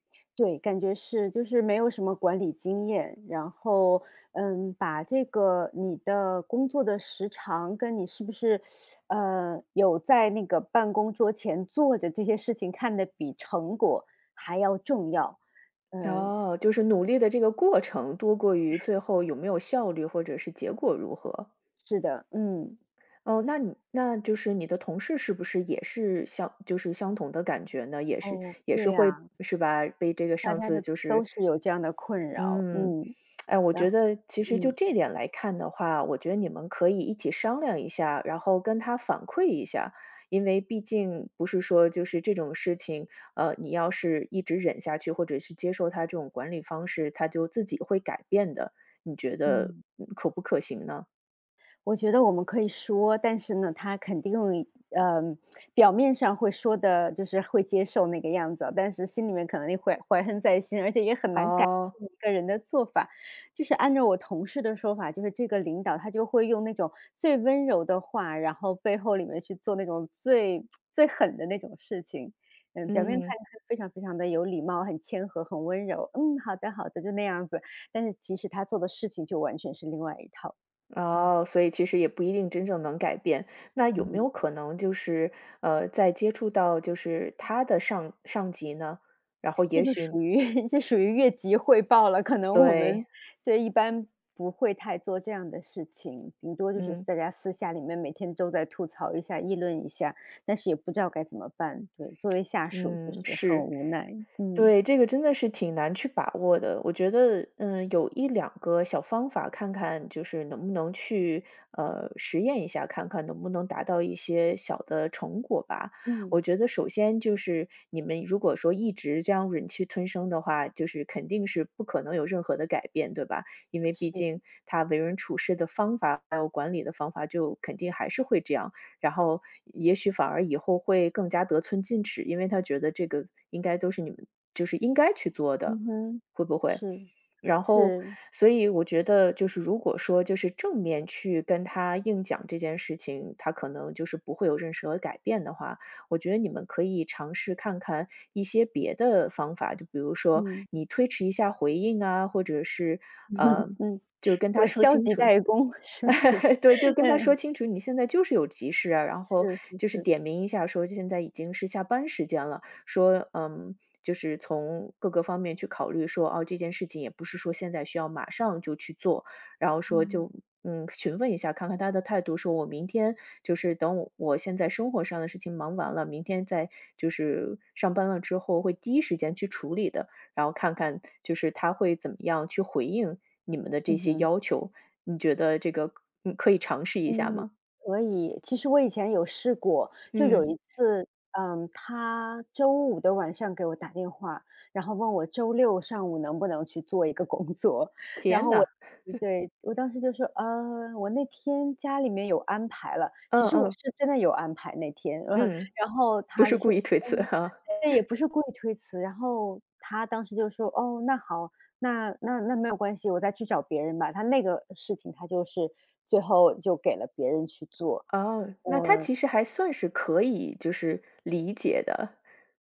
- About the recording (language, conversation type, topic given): Chinese, advice, 我该如何在与同事或上司相处时设立界限，避免总是接手额外任务？
- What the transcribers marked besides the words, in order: teeth sucking; other background noise; tsk; tsk; tsk; laughing while speaking: "越"; tsk; laugh; laughing while speaking: "是不是"; laughing while speaking: "工作"; chuckle; chuckle